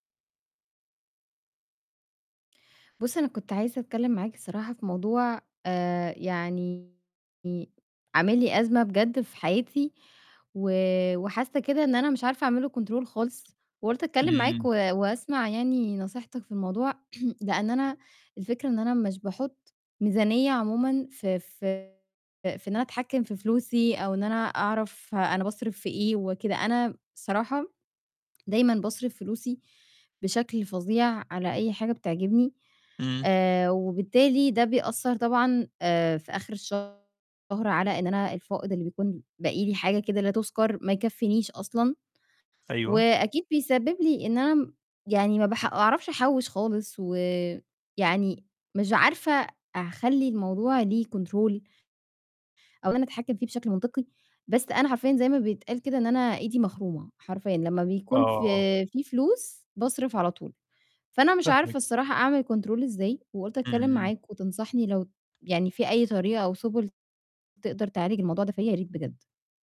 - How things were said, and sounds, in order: distorted speech; in English: "control"; throat clearing; in English: "control"; in English: "control"
- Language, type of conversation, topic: Arabic, advice, إزاي أحط ميزانية للتسوق وأتحكم في المصروفات عشان أتجنب الصرف الزيادة؟